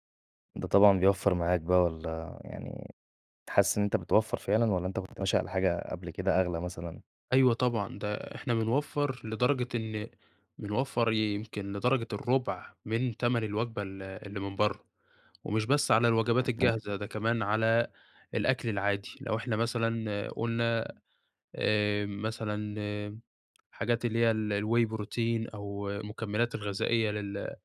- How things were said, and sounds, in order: unintelligible speech; in English: "الواي بروتين"
- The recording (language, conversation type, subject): Arabic, podcast, إزاي تحافظ على أكل صحي بميزانية بسيطة؟